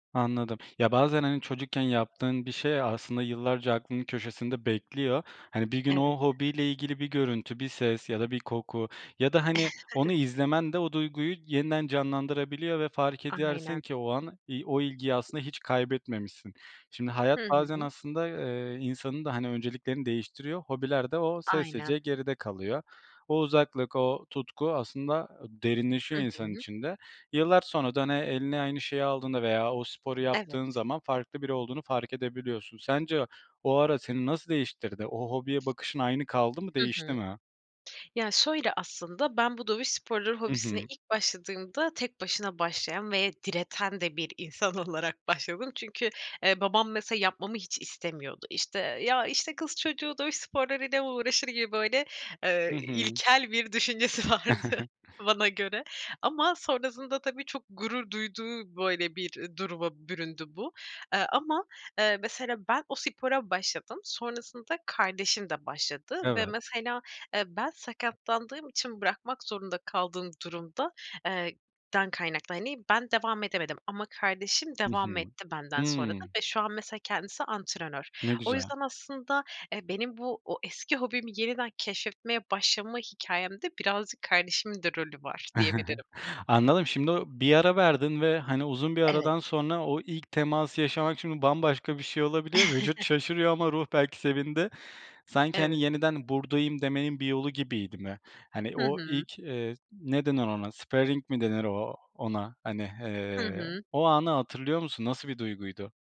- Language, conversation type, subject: Turkish, podcast, Eski bir hobinizi yeniden keşfetmeye nasıl başladınız, hikâyeniz nedir?
- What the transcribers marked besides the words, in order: chuckle; other background noise; chuckle; tapping; chuckle; chuckle; in English: "sparing"